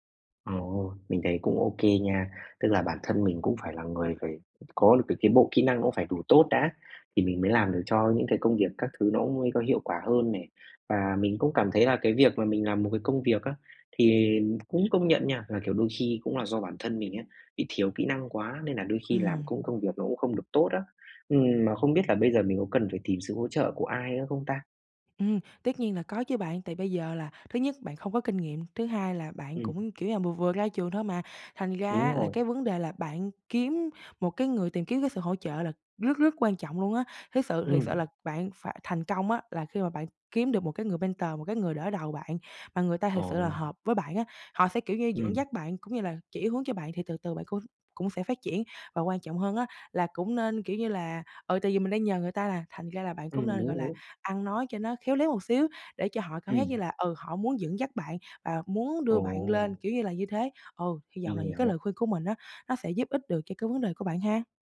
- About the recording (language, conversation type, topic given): Vietnamese, advice, Làm sao tôi có thể học từ những sai lầm trong sự nghiệp để phát triển?
- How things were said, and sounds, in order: tapping; in English: "mentor"